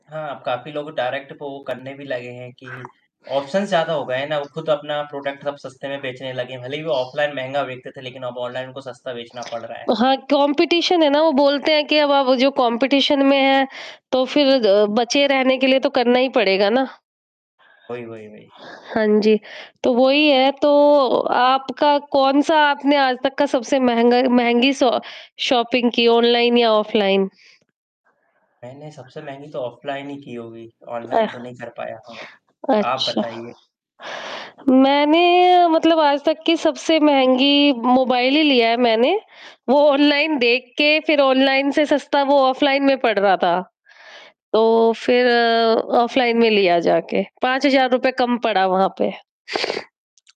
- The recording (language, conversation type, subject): Hindi, unstructured, आपको शॉपिंग मॉल में खरीदारी करना अधिक पसंद है या ऑनलाइन खरीदारी करना?
- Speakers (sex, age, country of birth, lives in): female, 40-44, India, India; male, 20-24, India, India
- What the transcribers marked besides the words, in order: in English: "डायरेक्ट"; in English: "ऑप्शंस"; other background noise; in English: "प्रॉडक्ट"; in English: "कॉम्पिटिशन"; in English: "कॉम्पिटिशन"; in English: "शॉपिंग"; sniff